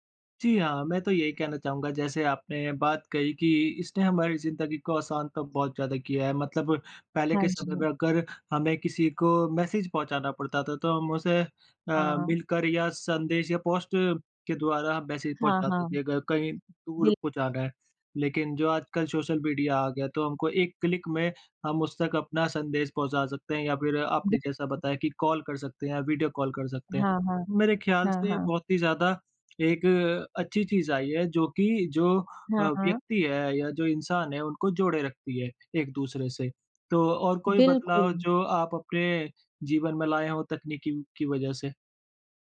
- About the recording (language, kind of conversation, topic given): Hindi, unstructured, आपके लिए तकनीक ने दिनचर्या कैसे बदली है?
- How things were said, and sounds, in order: in English: "पोस्ट"; in English: "क्लिक"; in English: "कॉल"; in English: "कॉल"